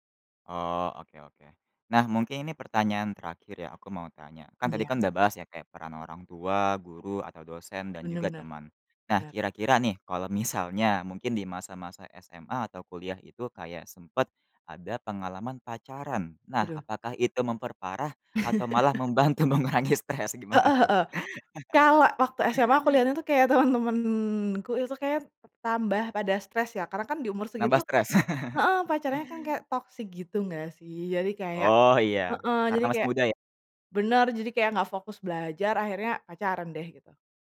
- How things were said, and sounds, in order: laugh; laughing while speaking: "membantu mengurangi stres? Gimana"; laugh; laugh; other background noise
- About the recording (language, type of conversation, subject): Indonesian, podcast, Apa yang bisa dilakukan untuk mengurangi stres pada pelajar?